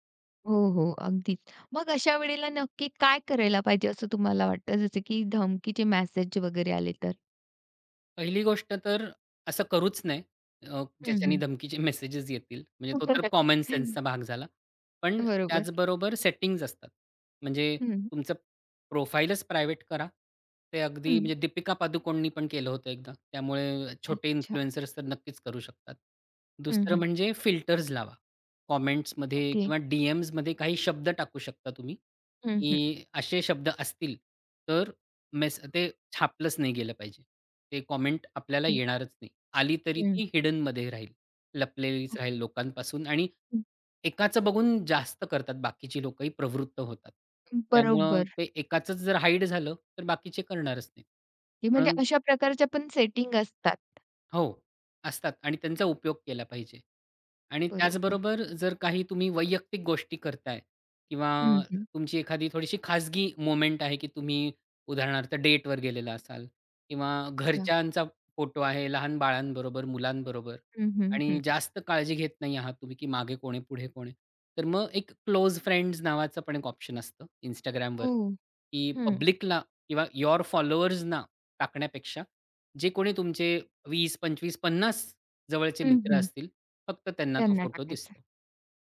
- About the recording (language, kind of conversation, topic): Marathi, podcast, प्रभावकाने आपली गोपनीयता कशी जपावी?
- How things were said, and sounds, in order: in English: "कॉमन सेन्सचा"; unintelligible speech; other background noise; in English: "प्रोफाइलच प्रायव्हेट"; in English: "इन्फ्लुएंसर्स"; in English: "कॉमेंट्समध्ये"; tapping; in English: "कॉमेंट"; in English: "हिडन"; in English: "हाईड"; in English: "मोमेंट"; in English: "फ्रेंड्स"